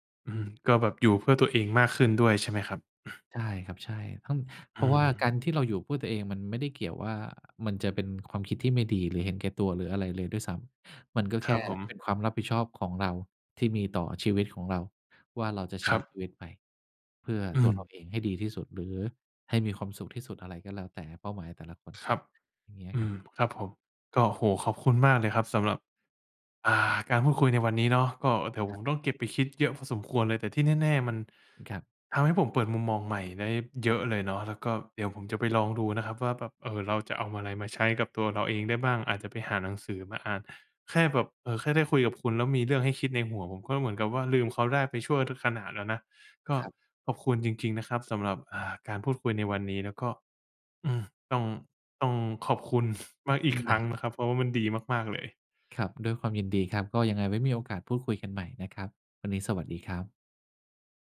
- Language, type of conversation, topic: Thai, advice, คำถามภาษาไทยเกี่ยวกับการค้นหาความหมายชีวิตหลังเลิกกับแฟน
- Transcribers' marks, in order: throat clearing; chuckle